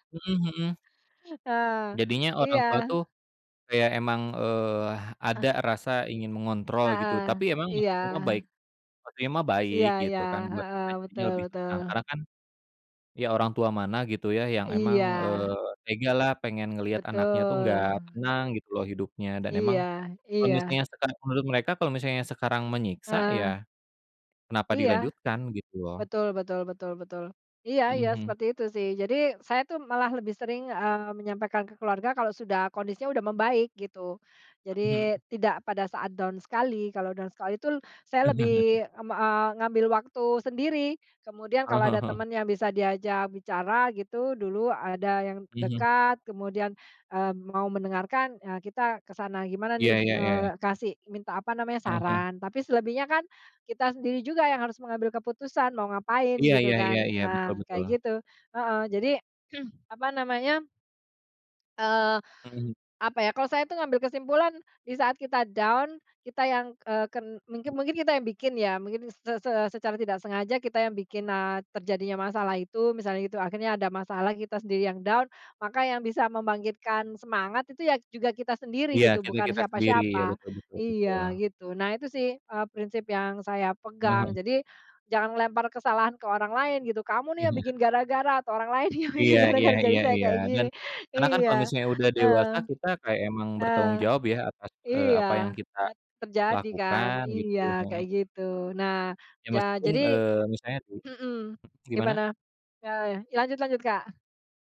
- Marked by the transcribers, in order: in English: "down"; in English: "down"; chuckle; throat clearing; in English: "down"; other background noise; in English: "down"; "orang" said as "torang"; laughing while speaking: "yang bikin"; unintelligible speech
- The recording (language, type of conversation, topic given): Indonesian, unstructured, Apa yang biasanya kamu lakukan untuk menjaga semangat saat sedang merasa down?